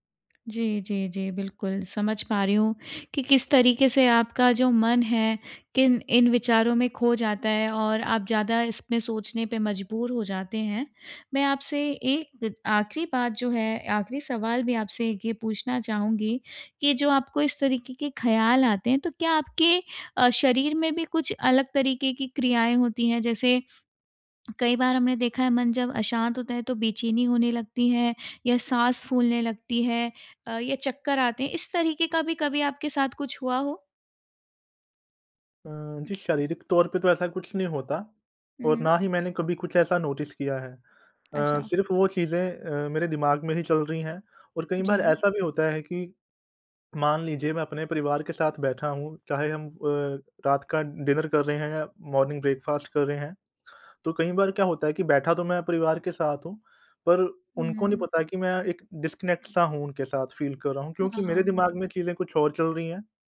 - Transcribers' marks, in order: in English: "नोटिस"; in English: "डिनर"; in English: "मॉर्निंग ब्रेकफ़ास्ट"; in English: "डिस्कनेक्ट-सा"; in English: "फ़ील"
- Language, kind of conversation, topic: Hindi, advice, मैं मन की उथल-पुथल से अलग होकर शांत कैसे रह सकता हूँ?